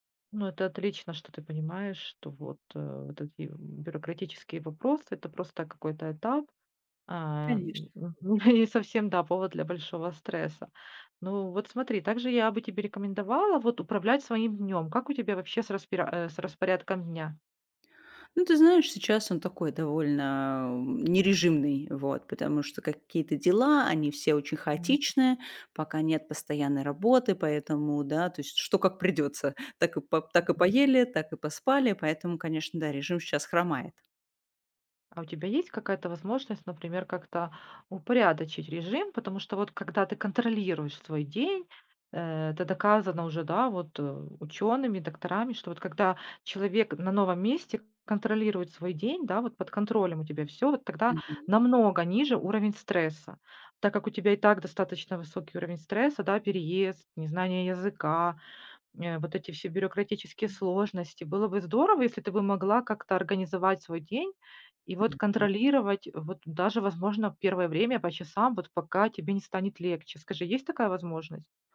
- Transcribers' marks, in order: chuckle; drawn out: "довольно"; tapping; unintelligible speech; other background noise
- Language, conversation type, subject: Russian, advice, Как проходит ваш переезд в другой город и адаптация к новой среде?